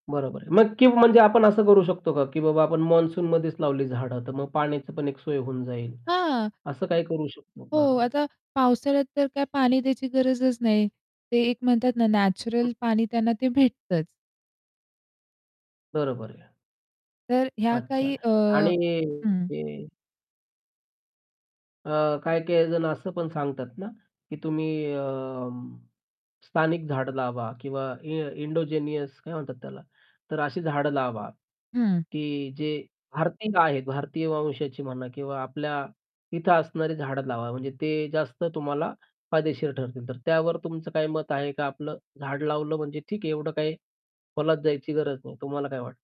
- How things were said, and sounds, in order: other noise; distorted speech; tapping
- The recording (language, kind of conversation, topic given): Marathi, podcast, शहरांमध्ये हिरवळ वाढवण्यासाठी आपल्याला काय करायला हवं असं तुम्हाला वाटतं?